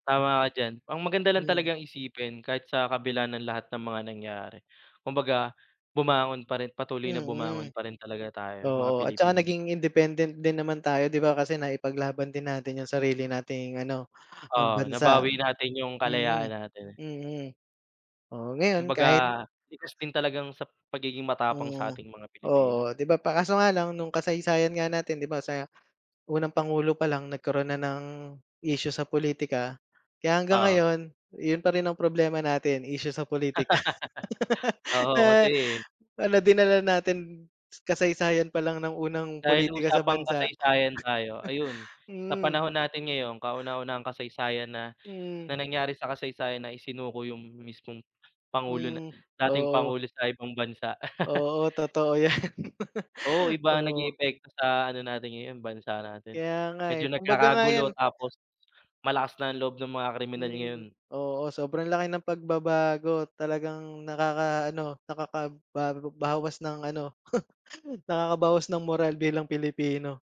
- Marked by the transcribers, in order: tapping; other background noise; laugh; laugh; laugh; laugh; wind; laugh; scoff
- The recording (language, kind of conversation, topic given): Filipino, unstructured, Anong mahalagang pangyayari sa kasaysayan ang gusto mong mas malaman?